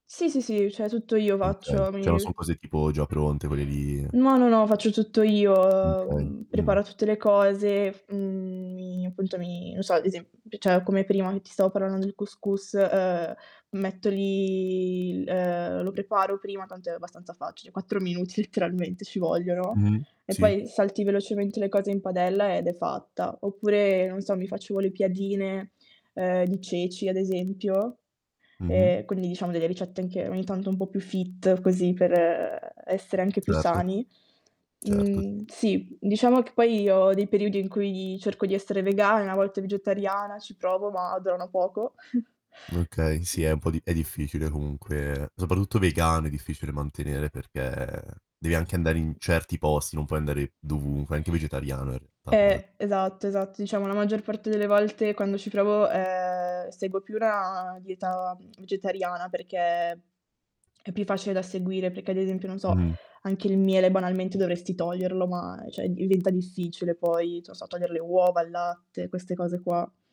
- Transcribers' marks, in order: distorted speech; other background noise; static; drawn out: "lì"; in English: "fit"; chuckle; tapping; unintelligible speech
- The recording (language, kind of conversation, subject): Italian, podcast, Qual è il ruolo dei pasti in famiglia nella vostra vita quotidiana?
- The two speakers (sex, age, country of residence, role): female, 20-24, Italy, guest; male, 18-19, Italy, host